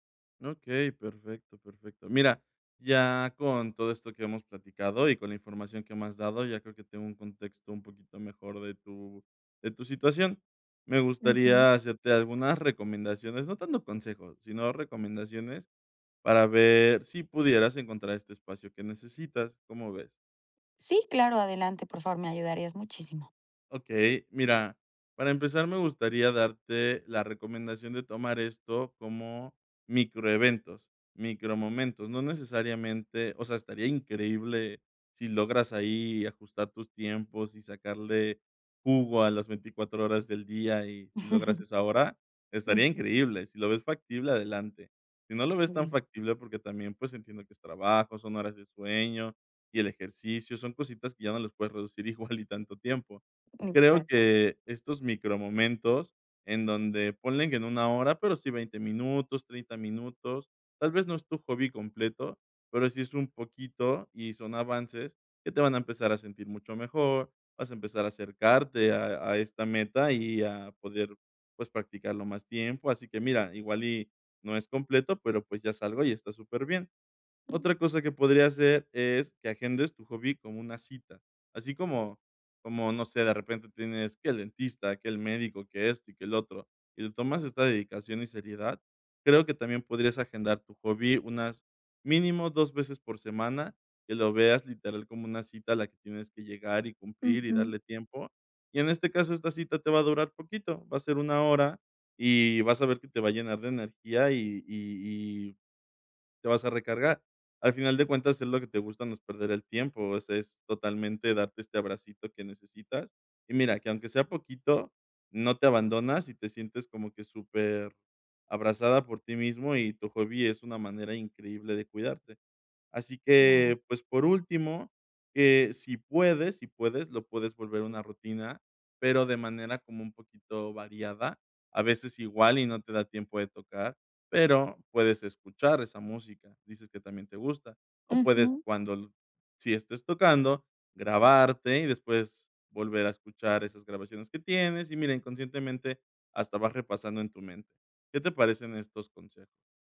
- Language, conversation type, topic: Spanish, advice, ¿Cómo puedo encontrar tiempo para mis hobbies y para el ocio?
- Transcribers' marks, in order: chuckle; laughing while speaking: "igual"; other background noise